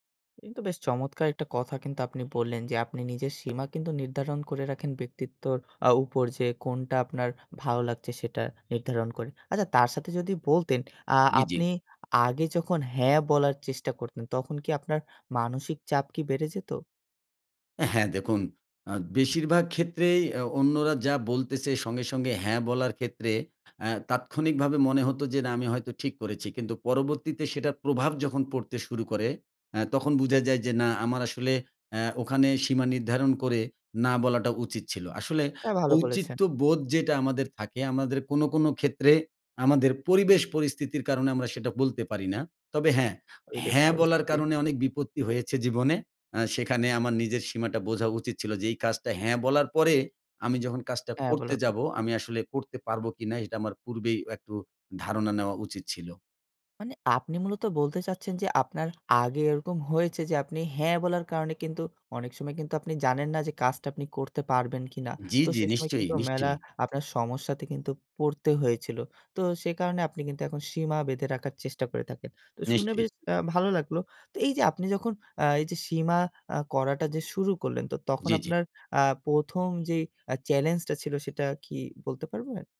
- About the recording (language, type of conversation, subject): Bengali, podcast, নিজের সীমা নির্ধারণ করা কীভাবে শিখলেন?
- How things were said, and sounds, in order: lip smack; tapping; other background noise